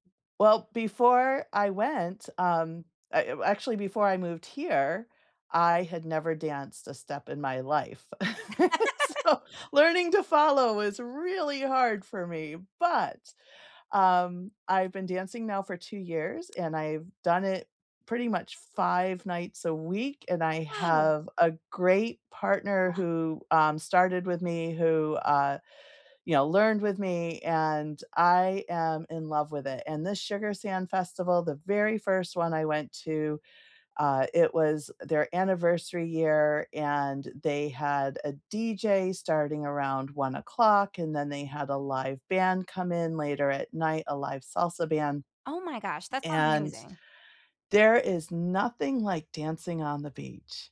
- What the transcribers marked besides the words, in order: laugh; laughing while speaking: "so, earning to follow"; stressed: "but"; tapping; gasp; other background noise
- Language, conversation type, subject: English, unstructured, What is your favorite local event or festival?
- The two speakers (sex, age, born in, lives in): female, 35-39, United States, United States; female, 55-59, United States, United States